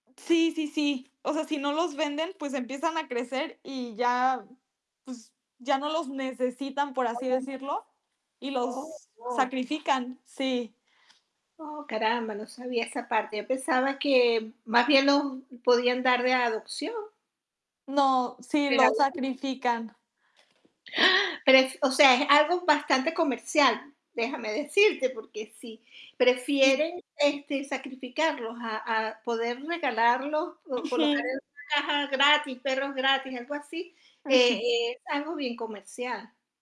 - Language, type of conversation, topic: Spanish, unstructured, ¿Qué opinas sobre adoptar animales de refugios?
- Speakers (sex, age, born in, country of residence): female, 18-19, Mexico, France; female, 70-74, Venezuela, United States
- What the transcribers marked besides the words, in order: unintelligible speech; other background noise; static; distorted speech; gasp